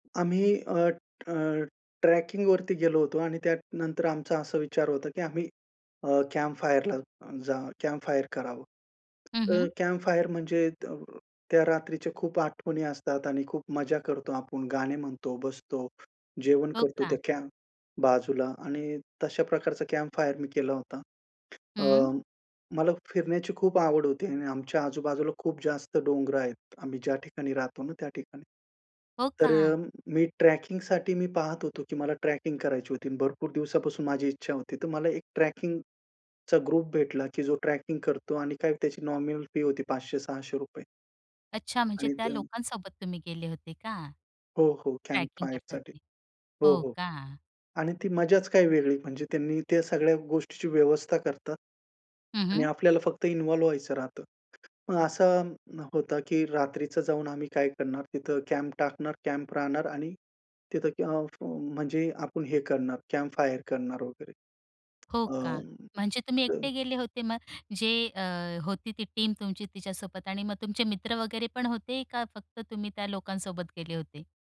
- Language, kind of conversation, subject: Marathi, podcast, शेकोटीभोवतीच्या कोणत्या आठवणी तुम्हाला सांगायला आवडतील?
- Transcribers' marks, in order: other background noise; other noise; tapping; in English: "टीम"